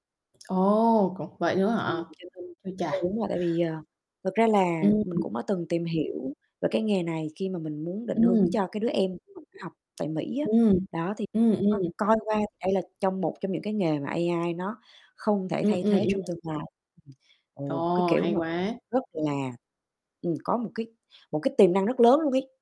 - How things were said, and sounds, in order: tapping; other background noise; distorted speech; unintelligible speech
- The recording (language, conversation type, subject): Vietnamese, unstructured, Công việc trong mơ của bạn là gì?